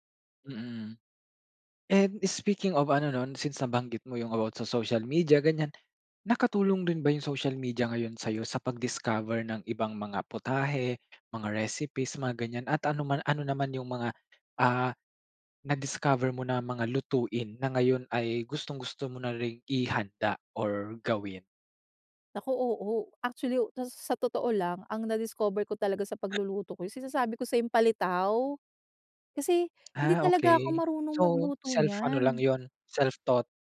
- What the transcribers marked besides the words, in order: other background noise
- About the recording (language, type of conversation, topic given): Filipino, podcast, Ano ang ginagawa mo para maging hindi malilimutan ang isang pagkain?